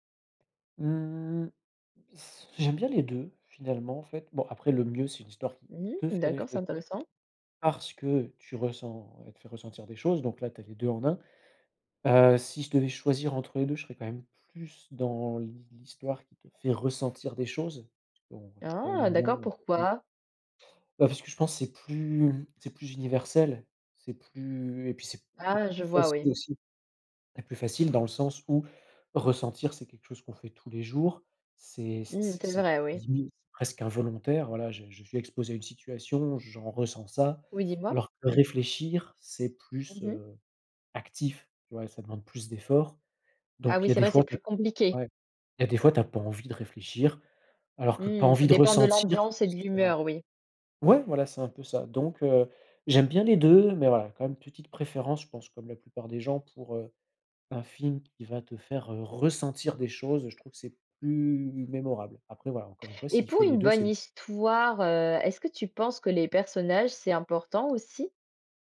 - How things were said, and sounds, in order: stressed: "te"; tapping; stressed: "ressentir"; other background noise; stressed: "ressentir"
- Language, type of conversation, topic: French, podcast, Qu’est-ce qui fait, selon toi, une bonne histoire au cinéma ?